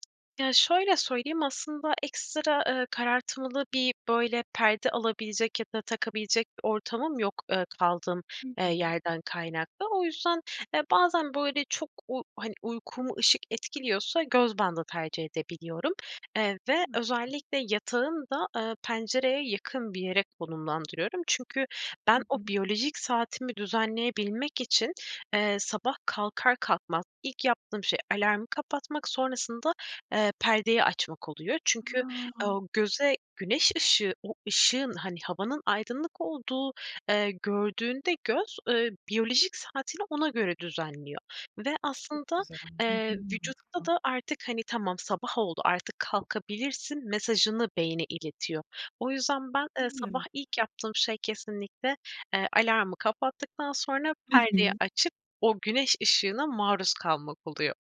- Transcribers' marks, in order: other background noise; unintelligible speech; tapping; unintelligible speech
- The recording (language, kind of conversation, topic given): Turkish, podcast, Uyku düzenini iyileştirmek için neler yapıyorsunuz, tavsiye verebilir misiniz?